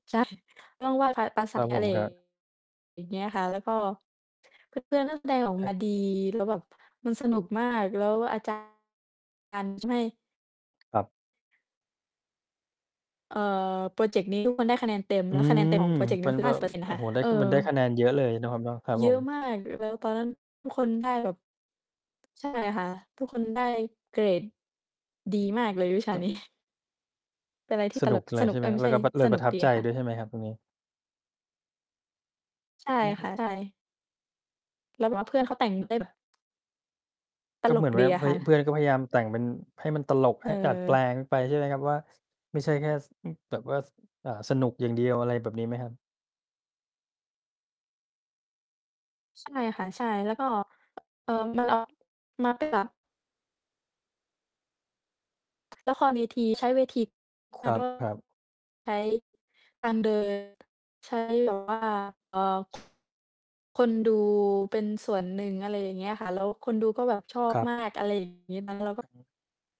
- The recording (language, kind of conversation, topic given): Thai, unstructured, คุณเคยรู้สึกมีความสุขจากการทำโครงงานในห้องเรียนไหม?
- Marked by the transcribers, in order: laughing while speaking: "ใช่"; distorted speech; unintelligible speech; other background noise; static; laughing while speaking: "นี้"; tapping; mechanical hum; other noise